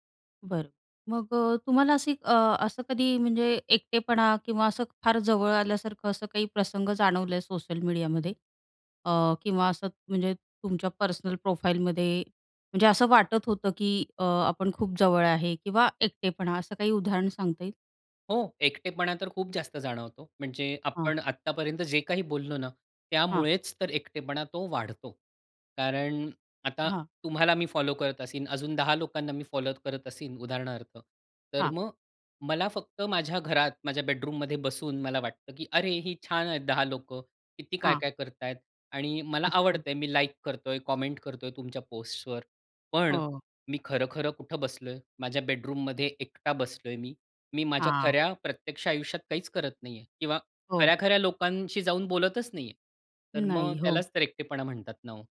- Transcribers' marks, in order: in English: "प्रोफाईलमध्ये"; other background noise; in English: "कमेंट"; tapping
- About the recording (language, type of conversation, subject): Marathi, podcast, सोशल मीडियामुळे एकटेपणा कमी होतो की वाढतो, असं तुम्हाला वाटतं का?